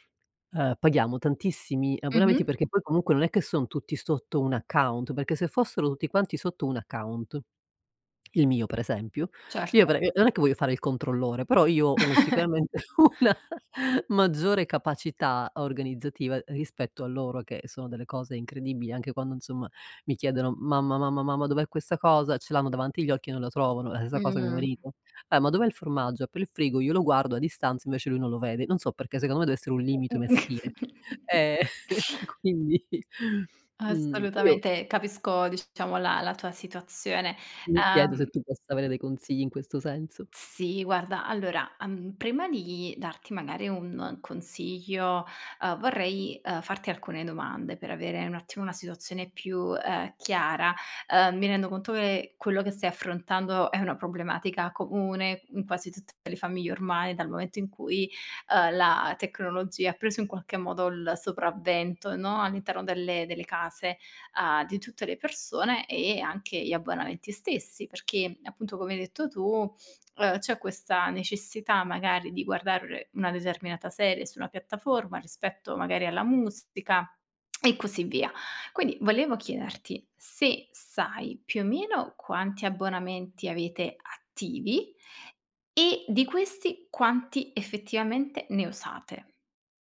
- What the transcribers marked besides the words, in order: chuckle; other background noise; "sicuramente" said as "sicuamente"; laughing while speaking: "una"; chuckle; teeth sucking; "limite" said as "limito"; "maschile" said as "meschile"; chuckle; laughing while speaking: "quindi"; tsk; tapping
- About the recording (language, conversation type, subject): Italian, advice, Come posso cancellare gli abbonamenti automatici che uso poco?